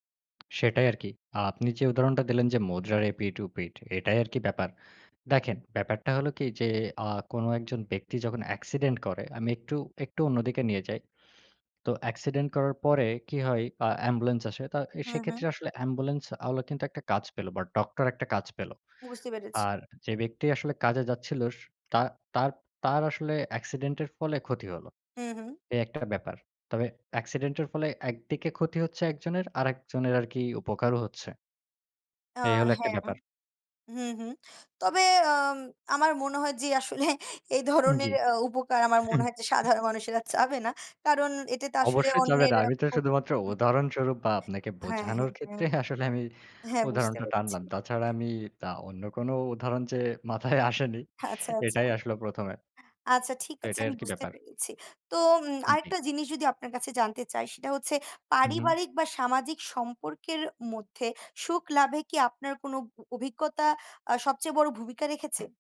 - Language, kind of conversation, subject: Bengali, unstructured, সুখী থাকার জন্য আপনার কাছে সবচেয়ে বড় চাবিকাঠি কী?
- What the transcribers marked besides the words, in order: tapping; "ওয়ালা" said as "আওলা"; chuckle; chuckle; laughing while speaking: "আমি তো শুধুমাত্র উদাহরণস্বরূপ"; laughing while speaking: "আসলে"; other noise; laughing while speaking: "মাথায় আসেনি"